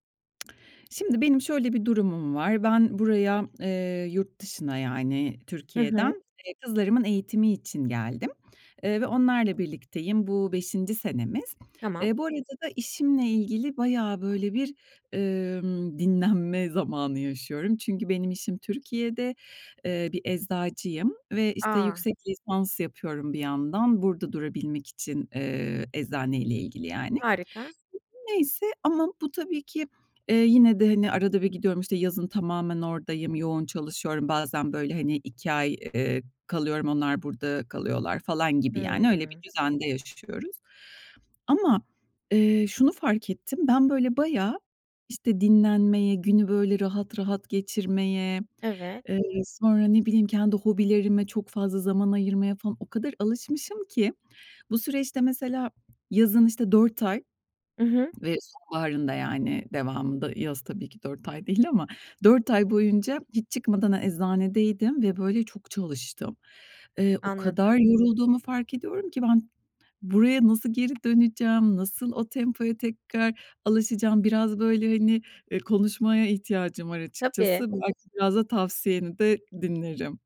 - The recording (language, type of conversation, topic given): Turkish, advice, İşe dönmeyi düşündüğünüzde, işe geri dönme kaygınız ve daha yavaş bir tempoda ilerleme ihtiyacınızla ilgili neler hissediyorsunuz?
- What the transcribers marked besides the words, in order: lip smack; other background noise; swallow